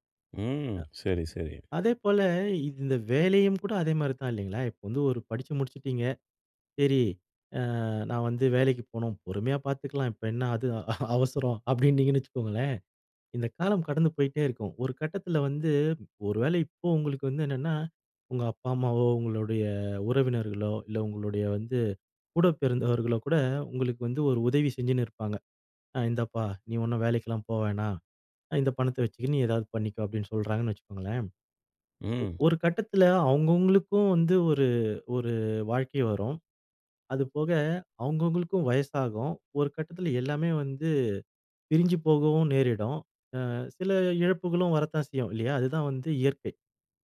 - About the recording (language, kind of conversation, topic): Tamil, podcast, நேரமும் அதிர்ஷ்டமும்—உங்கள் வாழ்க்கையில் எது அதிகம் பாதிப்பதாக நீங்கள் நினைக்கிறீர்கள்?
- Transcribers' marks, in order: other background noise; laughing while speaking: "அவசரம்"